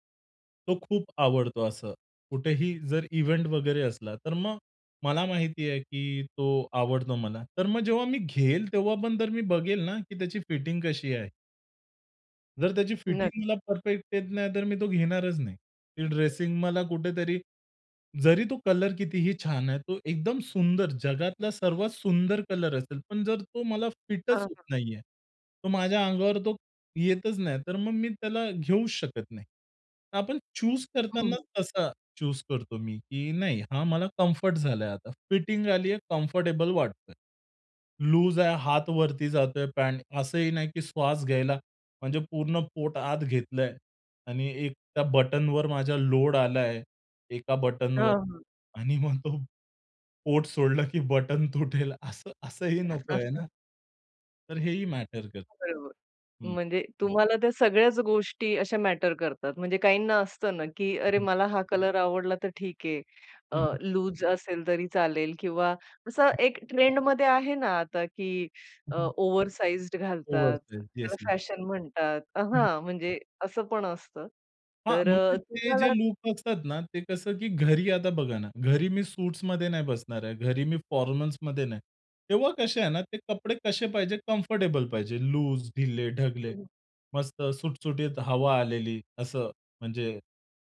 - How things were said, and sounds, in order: in English: "इव्हेंट"; in English: "चूज"; in English: "चूज"; in English: "कम्फर्ट"; in English: "कम्फर्टेबल"; laughing while speaking: "आणि मग तो पोट सोडलं की बटन तुटेल"; chuckle; other background noise; other noise; in English: "ओव्हरसाइज्ड"; in English: "ओव्हरसाइझ"; in English: "फॉर्मल्समध्ये"; in English: "कम्फर्टेबल"
- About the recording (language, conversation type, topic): Marathi, podcast, तुमच्या कपड्यांच्या निवडीचा तुमच्या मनःस्थितीवर कसा परिणाम होतो?